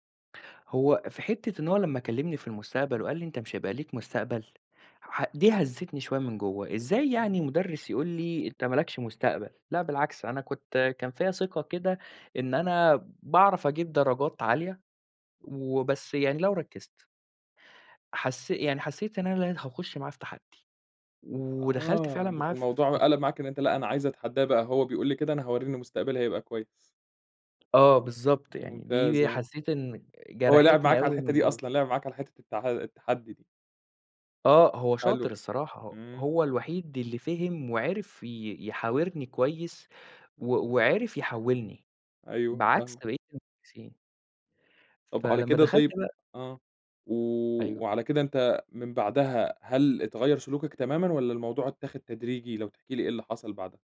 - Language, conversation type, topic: Arabic, podcast, احكيلي عن مُعلّم غيّر طريقة تفكيرك إزاي؟
- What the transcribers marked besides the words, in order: none